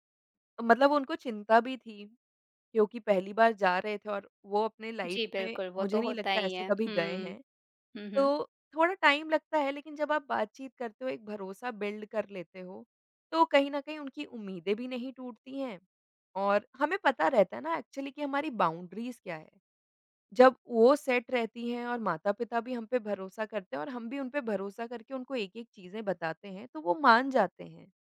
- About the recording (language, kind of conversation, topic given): Hindi, podcast, परिवार की उम्मीदों और अपनी खुशियों के बीच आप संतुलन कैसे बनाते हैं?
- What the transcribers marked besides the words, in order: in English: "लाइफ़"; in English: "टाइम"; in English: "बिल्ड"; in English: "एक्चुअली"; in English: "बाउंड्रीज़"; in English: "सेट"